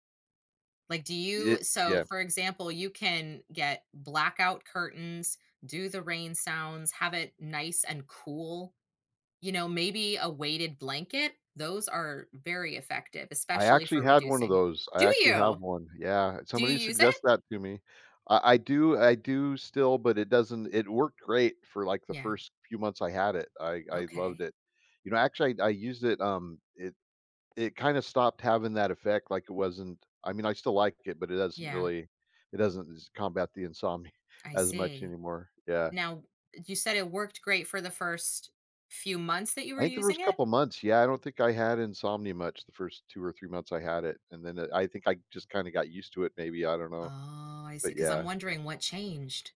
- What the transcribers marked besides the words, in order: tapping; laughing while speaking: "insomnia"
- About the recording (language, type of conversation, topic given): English, advice, How can I manage stress from daily responsibilities?